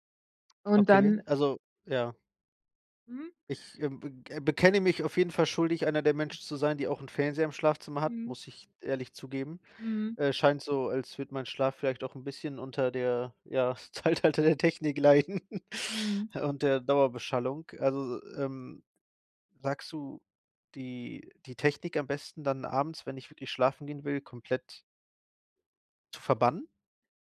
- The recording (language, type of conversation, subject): German, advice, Warum kann ich trotz Müdigkeit nicht einschlafen?
- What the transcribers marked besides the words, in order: other background noise; laughing while speaking: "Zeitalter der Technik leiden"; chuckle